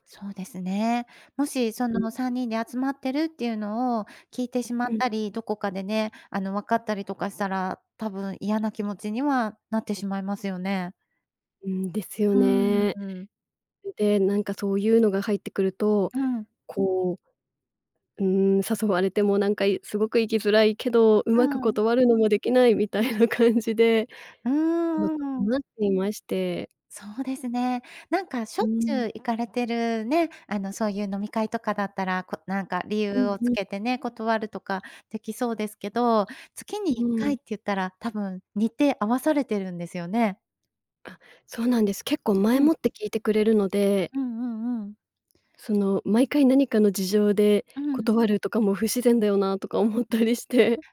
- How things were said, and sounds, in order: other noise; other background noise; laughing while speaking: "みたいな感じで"
- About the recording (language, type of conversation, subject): Japanese, advice, 友人の付き合いで断れない飲み会の誘いを上手に断るにはどうすればよいですか？